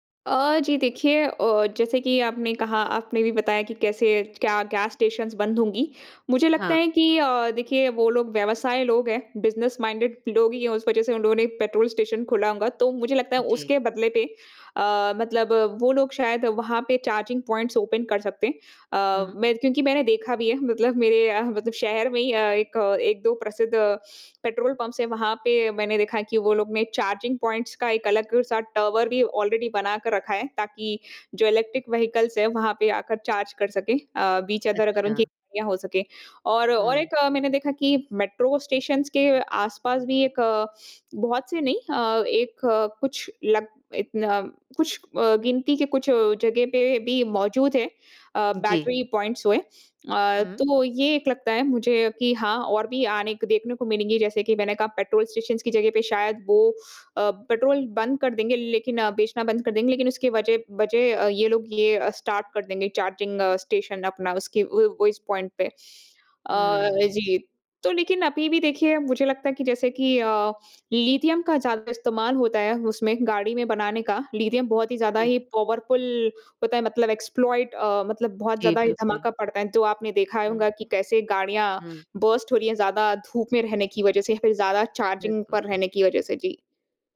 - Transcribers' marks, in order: in English: "स्टेशन्स"; in English: "माइंडेड"; in English: "ओपन"; in English: "ऑलरेडी"; in English: "इलेक्ट्रिक व्हीकल्स"; unintelligible speech; in English: "स्टार्ट"; in English: "पॉइंट"; in English: "पावरफुल"; in English: "एक्सप्लॉइट"; in English: "बर्स्ट"
- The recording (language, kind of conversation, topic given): Hindi, podcast, इलेक्ट्रिक वाहन रोज़मर्रा की यात्रा को कैसे बदल सकते हैं?